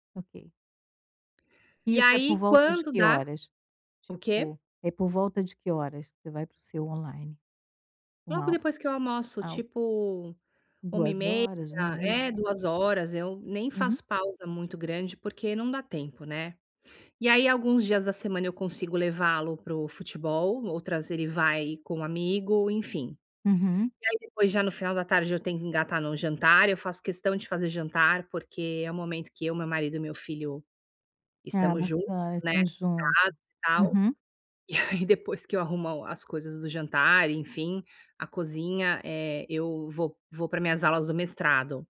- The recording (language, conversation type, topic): Portuguese, advice, Como posso criar rotinas de lazer sem me sentir culpado?
- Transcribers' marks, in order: tapping; unintelligible speech